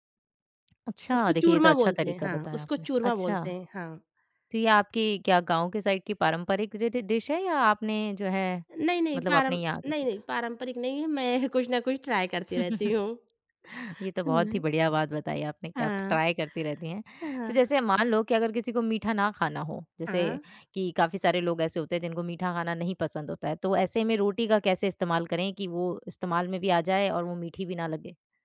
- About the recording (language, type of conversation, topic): Hindi, podcast, बचे हुए खाने को आप किस तरह नए व्यंजन में बदलते हैं?
- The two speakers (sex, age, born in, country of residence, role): female, 20-24, India, India, host; female, 30-34, India, India, guest
- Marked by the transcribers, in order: in English: "साइड"; in English: "ड डिश"; laughing while speaking: "मैं"; chuckle; in English: "ट्राइ"; in English: "ट्राय"